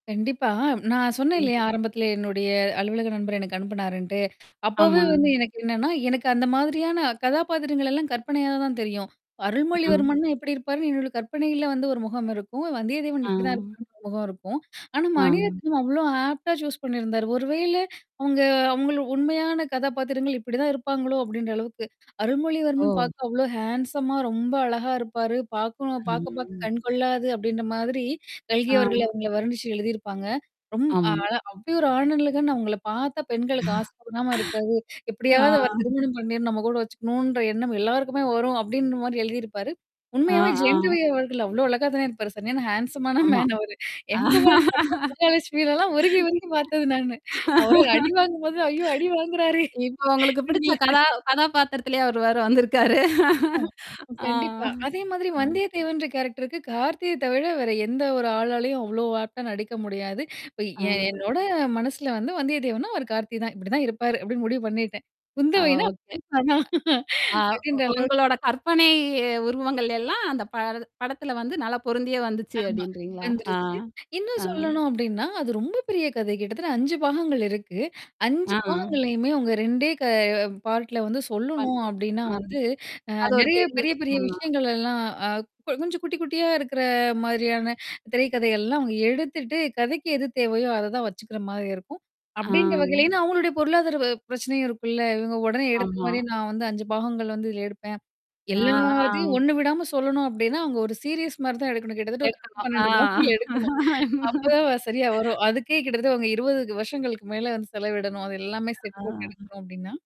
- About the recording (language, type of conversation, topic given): Tamil, podcast, ஒரு கதையை மீண்டும் பார்க்கும்போது, அதை ரசிக்க உங்களைத் தூண்டும் முக்கிய காரணம் என்ன?
- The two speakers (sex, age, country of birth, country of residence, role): female, 30-34, India, India, guest; female, 35-39, India, India, host
- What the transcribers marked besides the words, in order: distorted speech; in English: "ஆப்ட்டா சூஸ்"; other background noise; in English: "ஹேண்ட்ஸம்மா"; drawn out: "ம்"; other noise; tapping; laugh; drawn out: "ஆ"; "ஆமா" said as "அம்மா"; mechanical hum; laugh; laughing while speaking: "ஹேண்ட்ஸம்மான மேன் அவரு. எம். குமரன் … ஐயோ! அடி வாங்குறாரே!"; in English: "ஹேண்ட்ஸம்மான மேன்"; unintelligible speech; laughing while speaking: "வந்துருக்காரு. அ"; static; in English: "ஆப்ட்டா"; unintelligible speech; laugh; in English: "பார்ட்ல"; unintelligible speech; drawn out: "எல்லாத்தையும்"; in English: "சீரியஸ்"; unintelligible speech; laugh